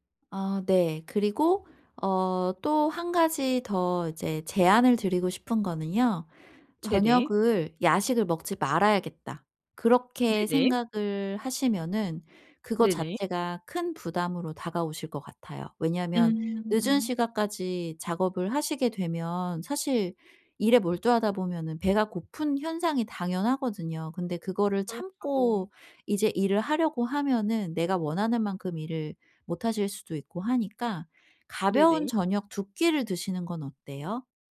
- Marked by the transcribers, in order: other background noise
- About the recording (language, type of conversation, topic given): Korean, advice, 저녁에 마음을 가라앉히는 일상을 어떻게 만들 수 있을까요?